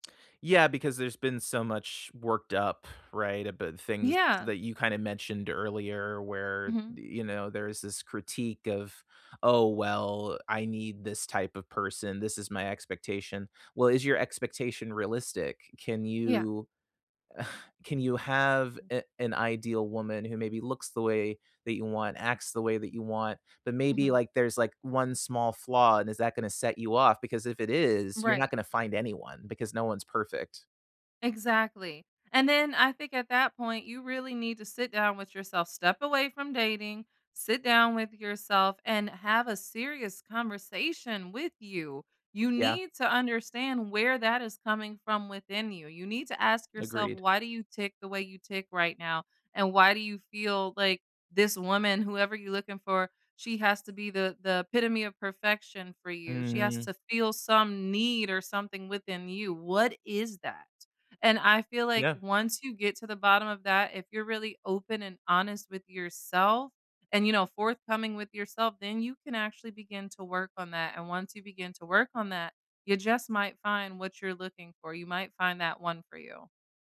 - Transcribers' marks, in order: sigh
- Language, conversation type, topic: English, unstructured, How can I tell I'm holding someone else's expectations, not my own?